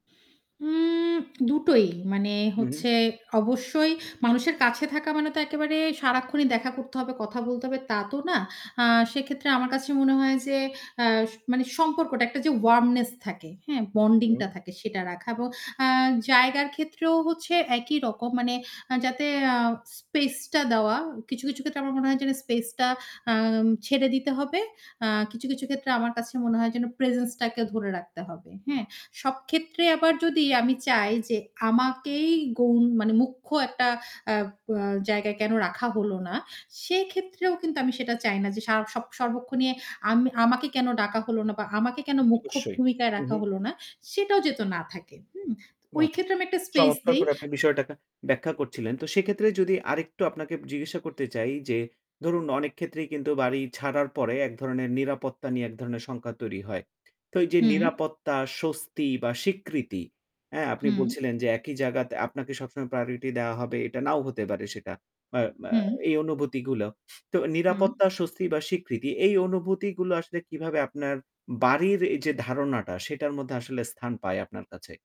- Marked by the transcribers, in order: static
- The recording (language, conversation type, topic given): Bengali, podcast, নতুন দেশে আপনার কাছে ‘বাড়ি’ বলতে ঠিক কী বোঝায়?